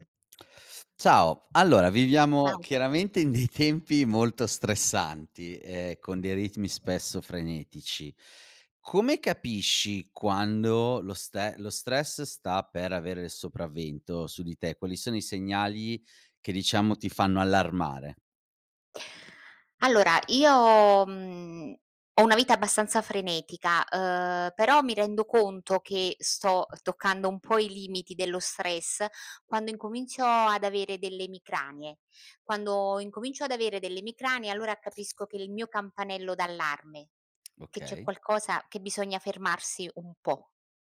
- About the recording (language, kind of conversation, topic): Italian, podcast, Come gestisci lo stress nella vita di tutti i giorni?
- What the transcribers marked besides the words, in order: other background noise; unintelligible speech; laughing while speaking: "dei tempi"; tsk